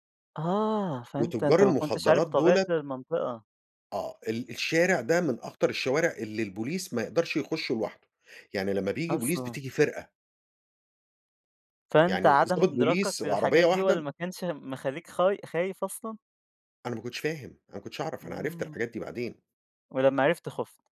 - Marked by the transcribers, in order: in English: "البوليس"; in English: "بوليس"; in English: "بوليس"
- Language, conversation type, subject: Arabic, podcast, إزاي بتحسّ بالأمان وإنت لوحدك في بلد غريبة؟